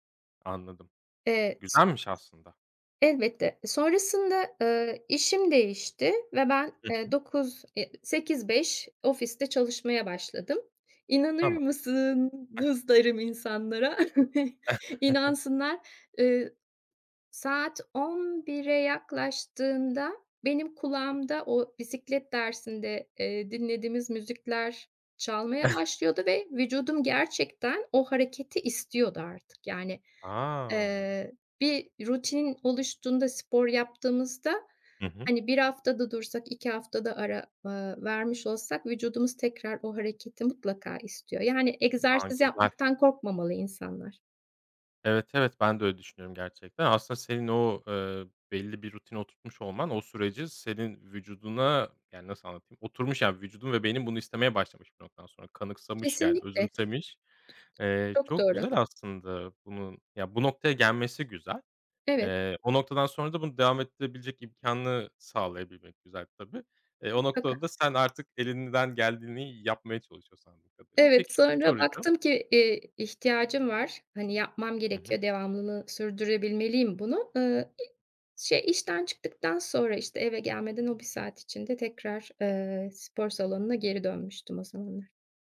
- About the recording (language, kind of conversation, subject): Turkish, podcast, Egzersizi günlük rutine dahil etmenin kolay yolları nelerdir?
- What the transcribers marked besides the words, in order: other background noise; tapping; giggle; chuckle; giggle